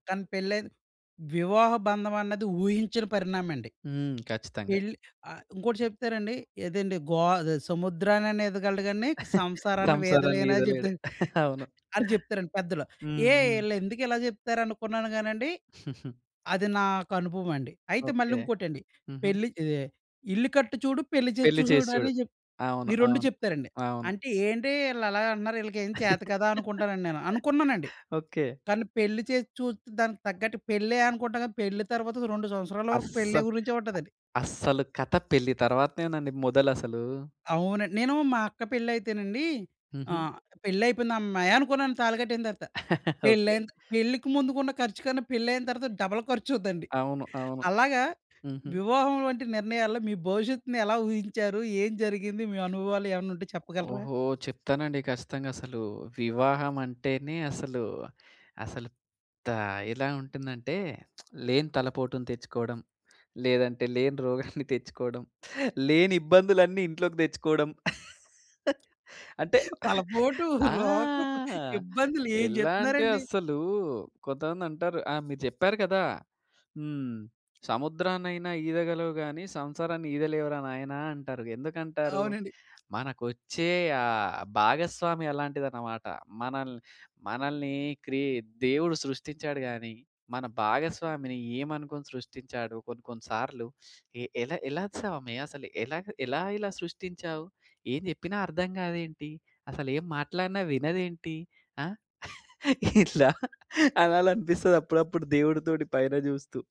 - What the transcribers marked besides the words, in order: laughing while speaking: "సంసారాన్నీదలేడు. అవును"; chuckle; giggle; laugh; chuckle; in English: "డబల్"; giggle; lip smack; chuckle; laughing while speaking: "లేని ఇబ్బందులన్నీ ఇంట్లోకి తెచ్చుకోవడం"; drawn out: "ఆ!"; laughing while speaking: "తలపోటు, రోగం, ఇబ్బందులు ఏం జెప్తున్నారండీ!"; other background noise; laughing while speaking: "ఇట్లా అనాలనిపిస్తదప్పుడప్పుడు, దేవుడితోటి పైన జూస్తూ"
- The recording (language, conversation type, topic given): Telugu, podcast, వివాహం వంటి పెద్ద నిర్ణయాలు తీసుకునేటప్పుడు మీరు మీ భవిష్యత్తును ఎలా ఊహించుకుంటారు?